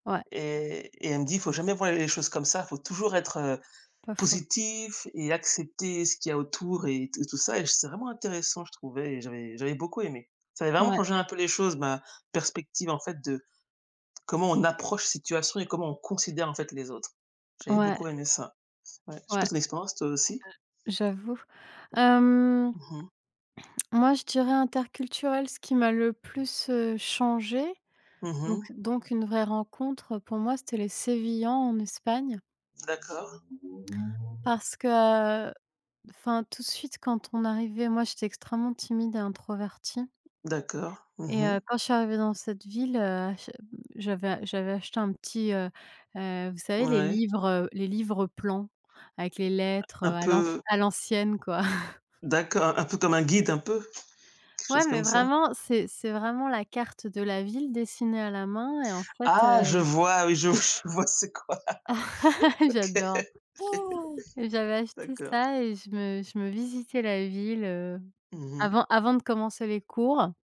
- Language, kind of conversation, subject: French, unstructured, Quelle a été votre rencontre interculturelle la plus enrichissante ?
- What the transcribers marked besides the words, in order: tapping; other background noise; other street noise; other noise; chuckle; laugh; laughing while speaking: "je v je vois c'est quoi. OK"; chuckle; laugh